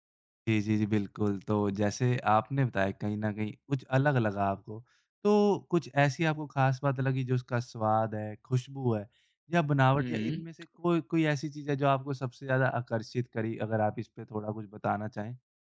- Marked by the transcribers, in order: tapping
- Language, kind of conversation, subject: Hindi, podcast, किस यात्रा का खाना आज तक आपको सबसे ज़्यादा याद है?